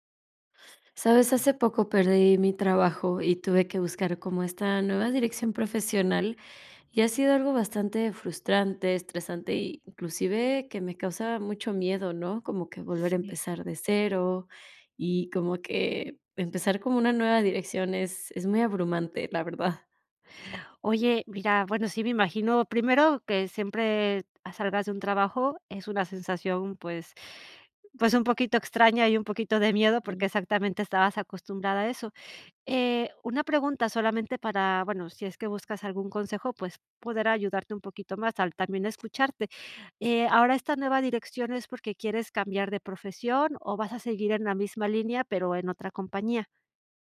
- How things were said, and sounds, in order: none
- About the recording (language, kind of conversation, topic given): Spanish, advice, ¿Cómo puedo replantear mi rumbo profesional después de perder mi trabajo?